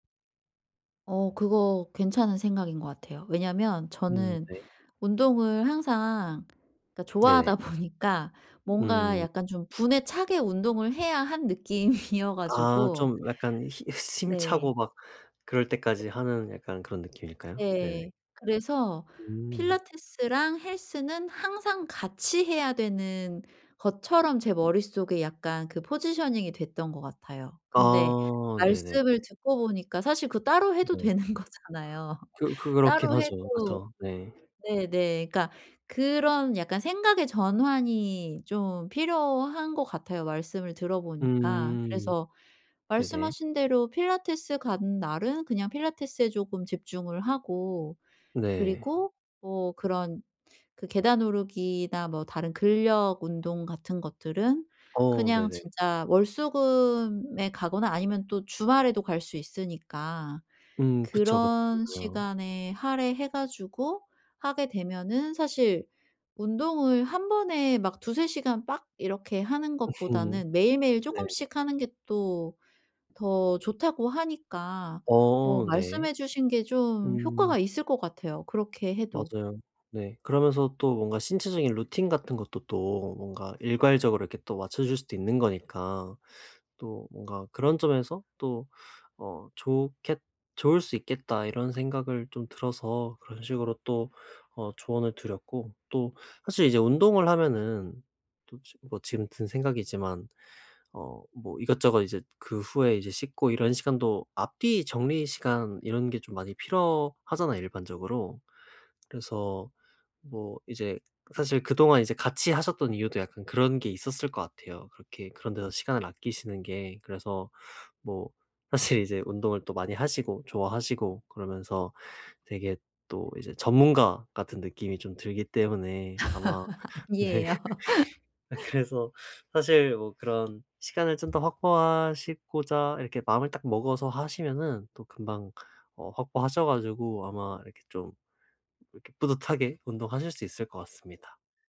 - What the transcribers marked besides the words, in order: other background noise; laughing while speaking: "보니까"; tapping; laughing while speaking: "느낌이어"; "숨차고" said as "심차고"; unintelligible speech; laughing while speaking: "되는 거잖아요"; laughing while speaking: "음"; laughing while speaking: "사실"; laugh; laughing while speaking: "아니에요"; laughing while speaking: "네. 아 그래서"; laugh
- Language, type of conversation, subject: Korean, advice, 시간이 부족한데도 원하는 취미를 어떻게 꾸준히 이어갈 수 있을까요?